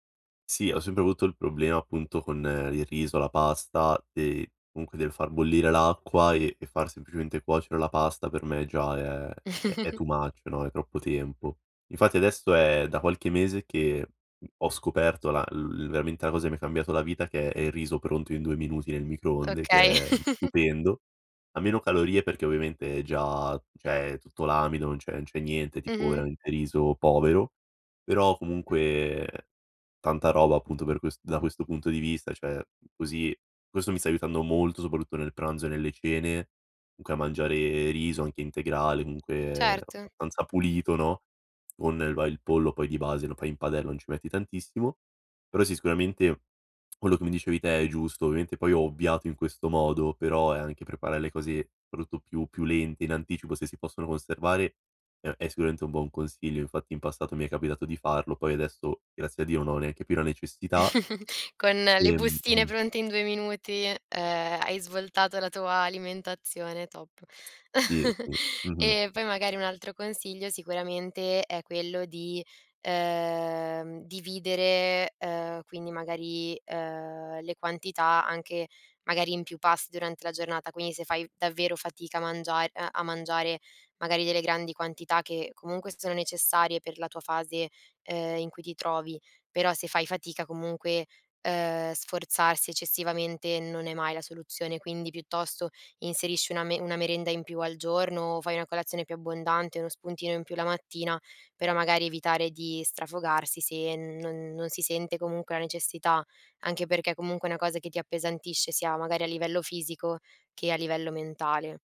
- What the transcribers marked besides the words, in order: chuckle; in English: "too much"; unintelligible speech; "veramente" said as "vemente"; chuckle; "cioè" said as "ceh"; "cioè" said as "ceh"; "comunque" said as "unque"; "abbastanza" said as "anza"; "fai" said as "pai"; chuckle; chuckle
- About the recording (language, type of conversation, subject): Italian, advice, Come posso mantenere abitudini sane quando viaggio o nei fine settimana fuori casa?